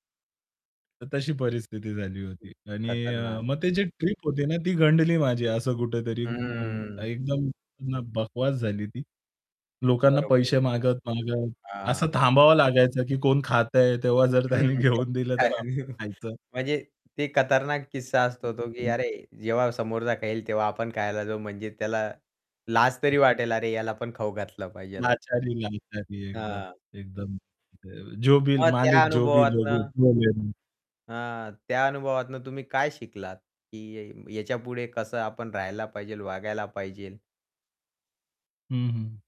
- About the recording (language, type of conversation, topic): Marathi, podcast, सामान हरवल्यावर तुम्हाला काय अनुभव आला?
- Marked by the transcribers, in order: static; other background noise; distorted speech; laughing while speaking: "त्यांनी घेऊन दिलं"; unintelligible speech; chuckle; unintelligible speech; in Hindi: "जो मालिक जो भी"; unintelligible speech; "पाहिजे" said as "पाहिजेल"; "पाहिजे" said as "पाहिजेल"